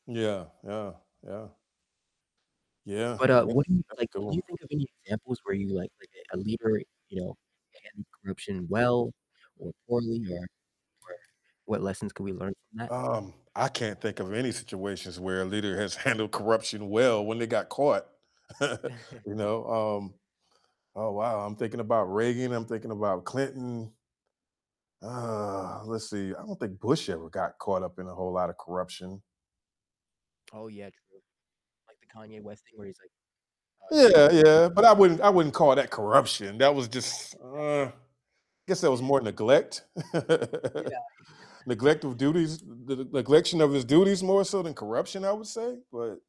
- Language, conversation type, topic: English, unstructured, How should leaders address corruption in government?
- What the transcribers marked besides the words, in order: static; distorted speech; laughing while speaking: "handled"; chuckle; chuckle; laugh; laughing while speaking: "yeah"; other background noise; laugh